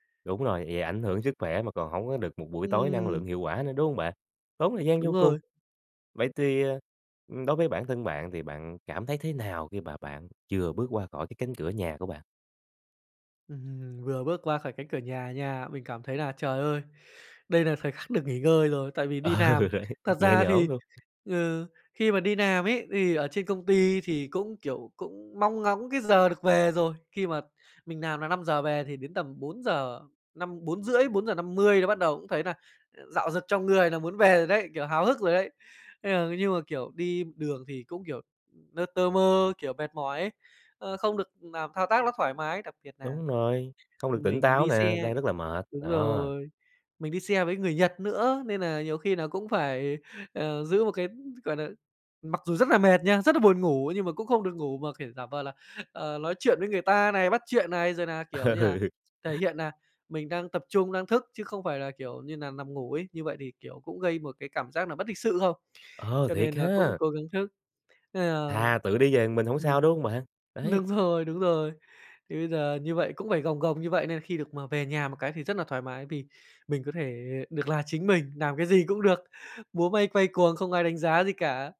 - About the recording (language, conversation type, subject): Vietnamese, podcast, Bạn thường làm gì đầu tiên ngay khi vừa bước vào nhà?
- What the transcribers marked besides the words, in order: tapping; laughing while speaking: "Ờ, đấy"; "làm" said as "nàm"; "làm" said as "nàm"; "làm" said as "nàm"; "làm" said as "nàm"; other background noise; "nói" said as "lói"; laughing while speaking: "Ừ"; "một" said as "ờn"